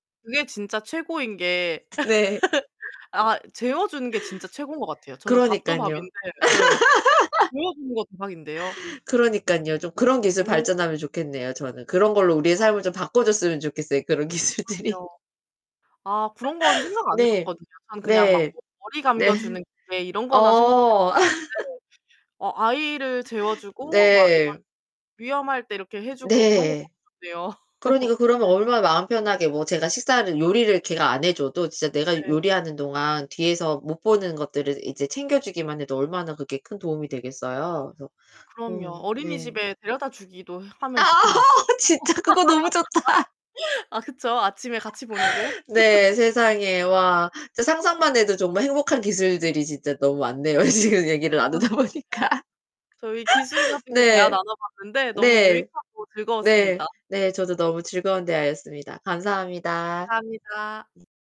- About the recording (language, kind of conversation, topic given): Korean, unstructured, 요즘 기술이 우리 삶을 어떻게 바꾸고 있다고 생각하시나요?
- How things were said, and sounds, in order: laugh; tapping; laughing while speaking: "네"; other background noise; distorted speech; laugh; laughing while speaking: "그런 기술들이"; laugh; laugh; laugh; laughing while speaking: "아 진짜 그거 너무 좋다"; laugh; laugh; laughing while speaking: "지금"; laughing while speaking: "나누다 보니까"; laugh; static